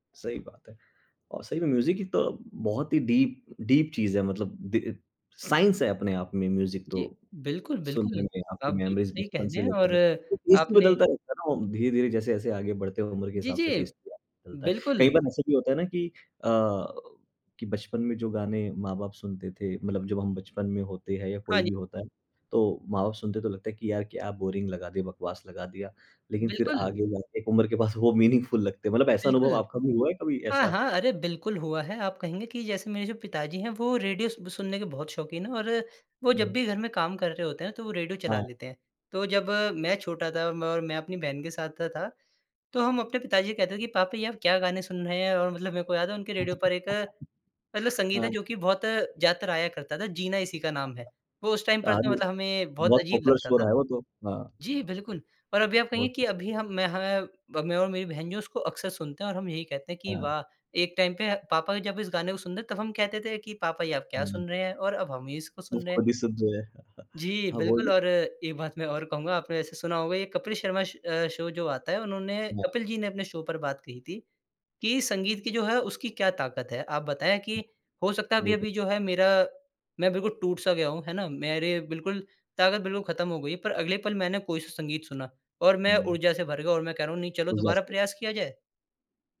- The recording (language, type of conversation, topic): Hindi, podcast, संगीत सुनने से आपका मूड कैसे बदल जाता है?
- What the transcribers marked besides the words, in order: in English: "म्यूज़िक"; in English: "डीप डीप"; in English: "म्यूज़िक"; tapping; in English: "मेमोरीज़"; in English: "टेस्ट"; in English: "टेस्ट"; in English: "बोरिंग"; in English: "मीनिंगफुल"; other background noise; in English: "टाइम"; in English: "पॉपुलर शो"; in English: "टाइम"; chuckle; in English: "शो"